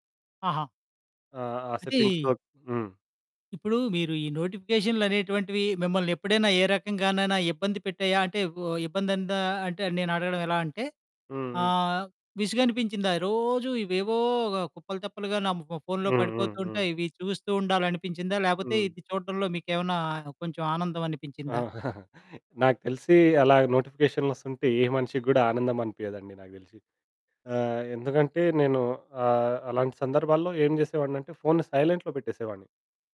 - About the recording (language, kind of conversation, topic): Telugu, podcast, నోటిఫికేషన్లు మీ ఏకాగ్రతను ఎలా చెదరగొడతాయి?
- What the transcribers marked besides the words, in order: in English: "సెట్టింగ్స్‌లో"; chuckle; in English: "సైలెంట్‌లో"